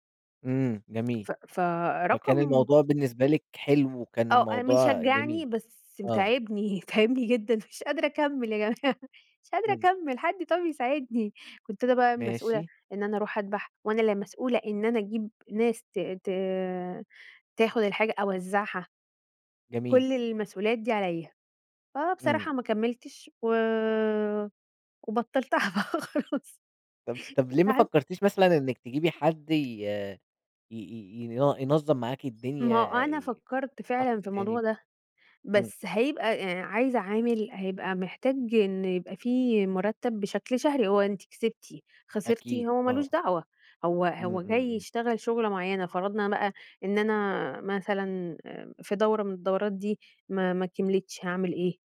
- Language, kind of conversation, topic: Arabic, podcast, إيه هو أول مشروع كنت فخور بيه؟
- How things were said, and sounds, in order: tapping; other background noise; laughing while speaking: "تاعبني، تاعبني جدًا، مش قادرة أكمّل يا جماعة"; laughing while speaking: "وبطّلتها بقى خلاص، تعبت"